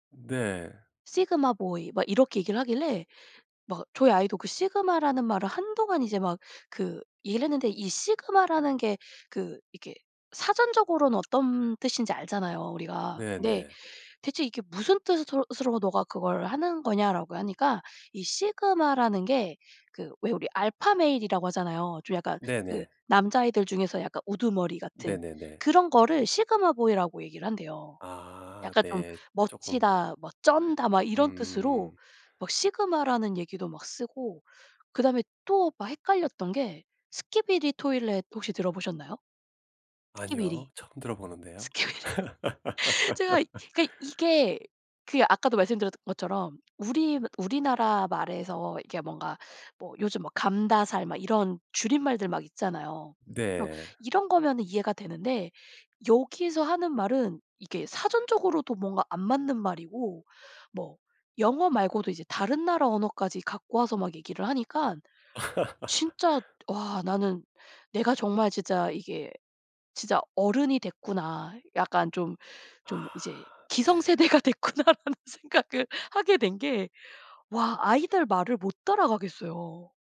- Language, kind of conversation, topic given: Korean, podcast, 언어 사용에서 세대 차이를 느낀 적이 있나요?
- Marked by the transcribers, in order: in English: "sigma boy"; in English: "sigma"; in English: "sigma"; in English: "sigma"; in English: "alpha male"; in English: "sigma boy"; in English: "sigma"; in English: "Skibidi Toilet"; laugh; in English: "Skibidi Skibidi"; laughing while speaking: "Skibidi 제가"; laugh; laughing while speaking: "기성세대가 됐구나"; laughing while speaking: "라는 생각을 하게 된 게"